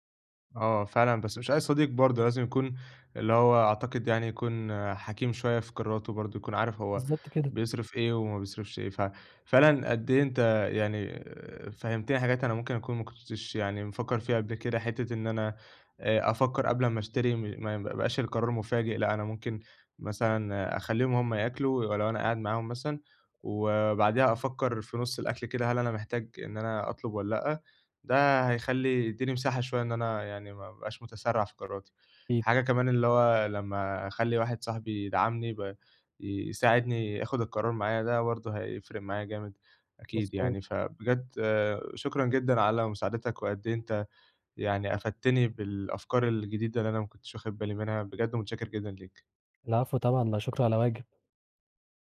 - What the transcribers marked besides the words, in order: unintelligible speech; tapping
- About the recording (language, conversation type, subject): Arabic, advice, إزاي أفرّق بين اللي محتاجه واللي نفسي فيه قبل ما أشتري؟